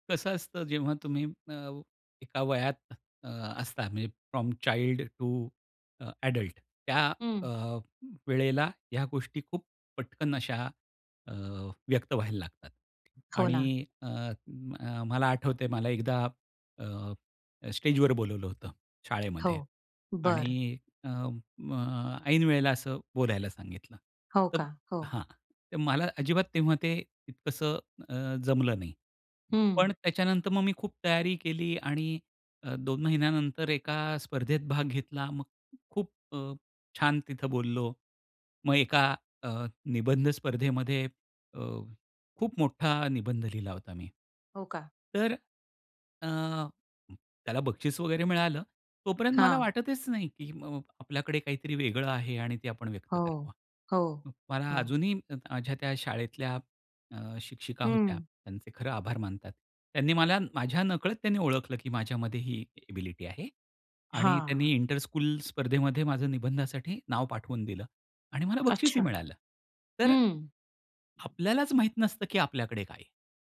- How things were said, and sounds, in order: other noise; in English: "फ्रॉम चाइल्ड टू"; tapping; in English: "इंटरस्कूल"; other background noise
- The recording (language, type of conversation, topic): Marathi, podcast, आतल्या भावना ओळखण्यासाठी तुम्ही काय करता?